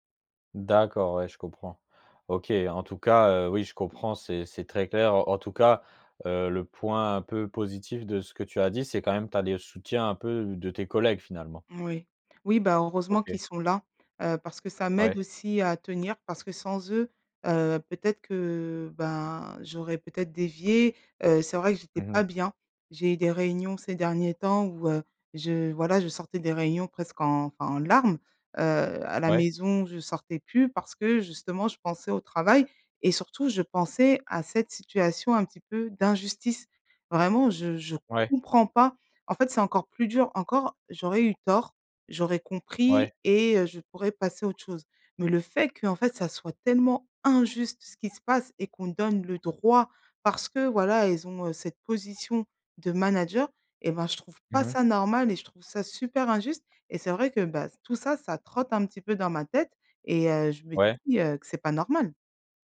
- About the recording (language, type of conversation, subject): French, advice, Comment décririez-vous votre épuisement émotionnel proche du burn-out professionnel ?
- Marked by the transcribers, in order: stressed: "comprends"; stressed: "injuste"; stressed: "droit"